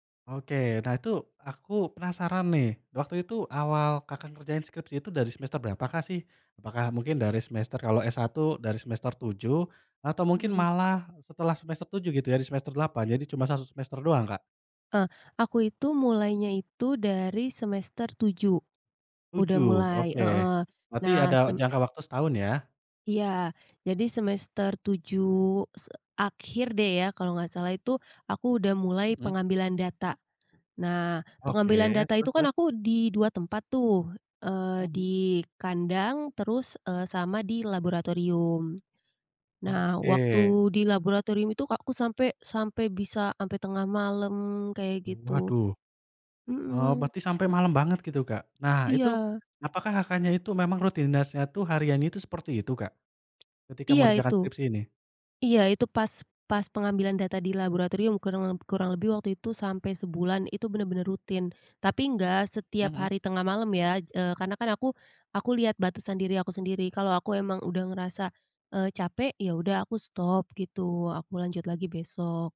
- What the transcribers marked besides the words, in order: tapping
- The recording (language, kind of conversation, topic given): Indonesian, podcast, Kapan kamu memilih istirahat daripada memaksakan diri?